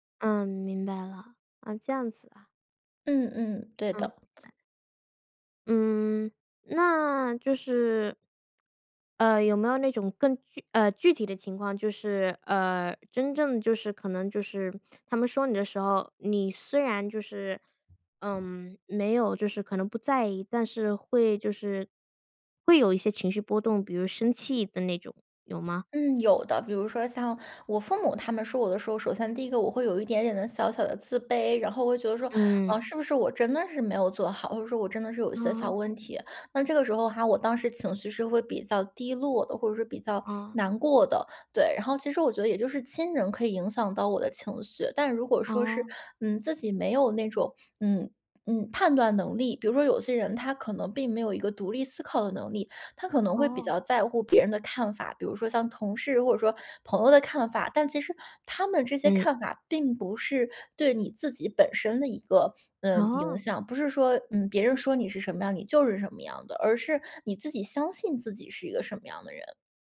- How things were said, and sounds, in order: other background noise
- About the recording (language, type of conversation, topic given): Chinese, podcast, 你会如何应对别人对你变化的评价？